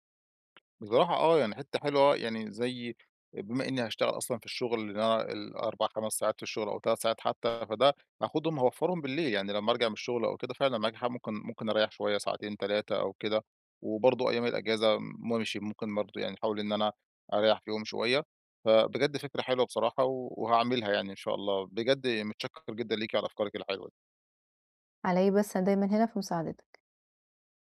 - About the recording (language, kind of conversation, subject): Arabic, advice, إزاي أوازن بين الراحة وإنجاز المهام في الويك إند؟
- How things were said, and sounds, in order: tapping